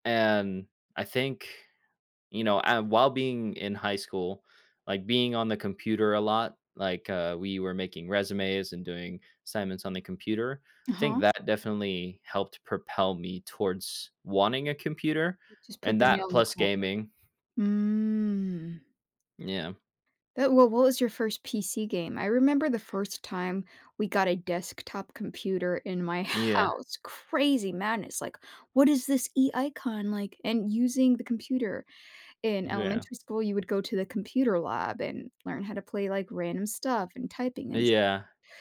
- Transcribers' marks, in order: drawn out: "Mm"; laughing while speaking: "house"
- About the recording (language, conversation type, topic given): English, unstructured, Which hobby should I try to help me relax?
- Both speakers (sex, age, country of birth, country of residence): female, 30-34, United States, United States; male, 20-24, United States, United States